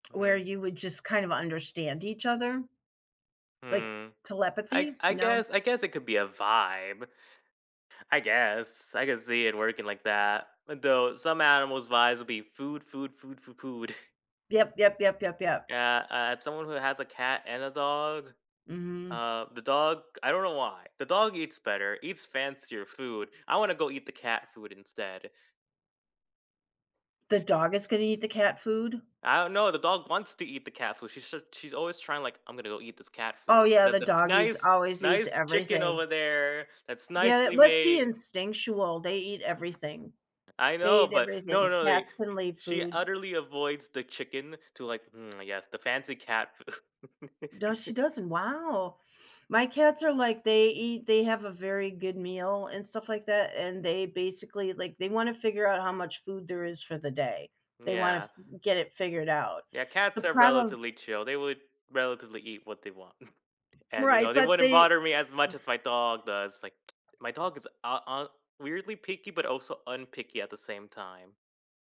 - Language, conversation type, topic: English, unstructured, How might understanding animal communication change the way we relate to other species?
- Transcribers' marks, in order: other background noise; tapping; scoff; put-on voice: "Hmm, yes"; laughing while speaking: "food"; chuckle; scoff; tsk